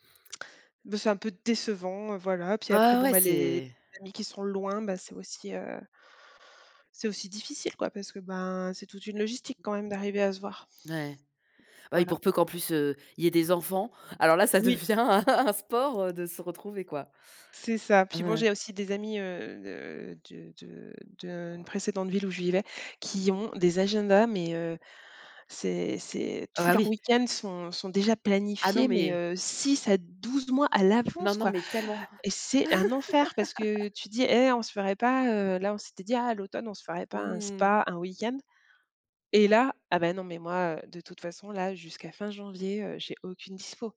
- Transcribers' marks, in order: stressed: "décevant"; laughing while speaking: "ça devient un un sport"; stressed: "à l'avance"; tapping; chuckle; drawn out: "Mmh !"
- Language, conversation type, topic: French, unstructured, Qu’est-ce qui rend tes amitiés spéciales ?
- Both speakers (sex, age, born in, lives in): female, 35-39, France, France; female, 45-49, France, France